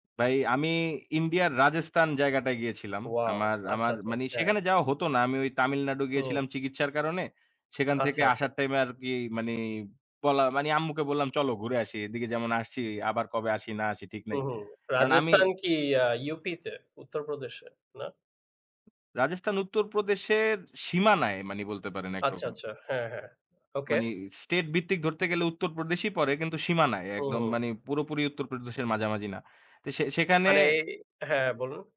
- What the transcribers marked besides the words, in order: none
- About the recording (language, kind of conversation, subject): Bengali, unstructured, তোমার পরিবারের সবচেয়ে প্রিয় স্মৃতি কোনটি?
- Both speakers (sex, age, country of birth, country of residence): male, 25-29, Bangladesh, Bangladesh; male, 25-29, Bangladesh, Bangladesh